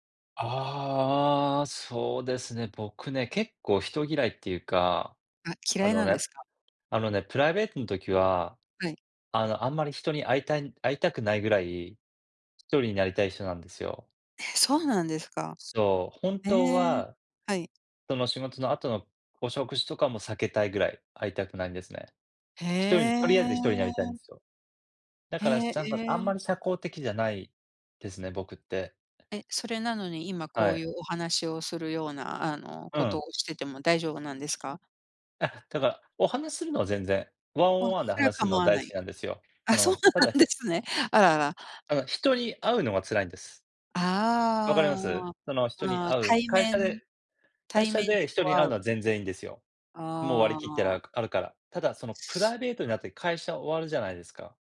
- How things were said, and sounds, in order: laughing while speaking: "そうなんですね"
- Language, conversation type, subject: Japanese, unstructured, 仕事中に経験した、嬉しいサプライズは何ですか？